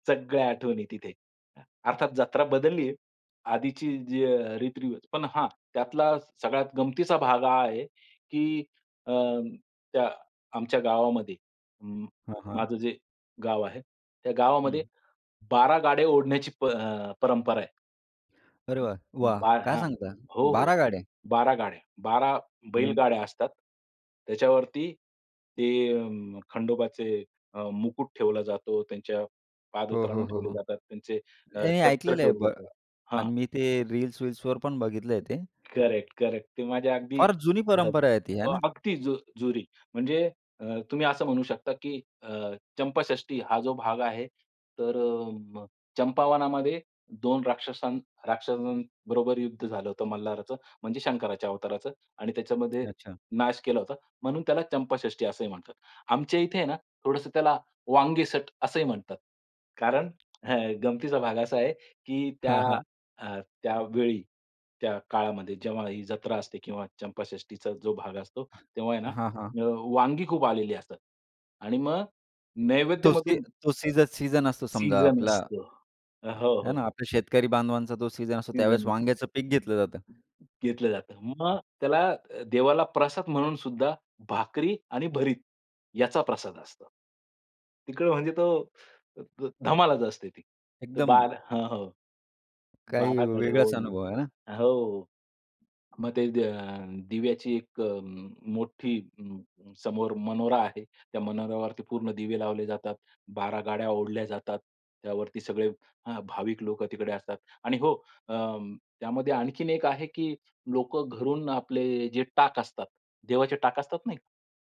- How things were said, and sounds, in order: surprised: "काय सांगता? बारा गाड्या"; other background noise; in English: "करेक्ट-करेक्ट"; unintelligible speech; in English: "सीझन"; in English: "सीझन"; in English: "सीझन"; in English: "सीझन"
- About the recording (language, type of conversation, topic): Marathi, podcast, तुम्हाला पुन्हा कामाच्या प्रवाहात यायला मदत करणारे काही छोटे रीतिरिवाज आहेत का?